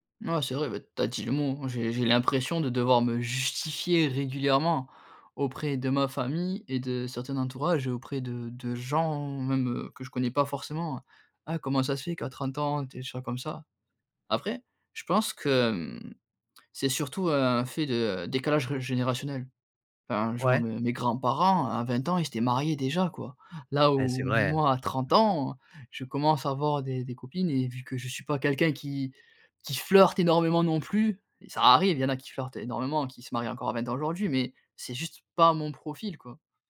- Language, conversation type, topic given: French, advice, Comment gérez-vous la pression familiale pour avoir des enfants ?
- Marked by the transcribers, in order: other background noise; stressed: "flirte"; stressed: "pas"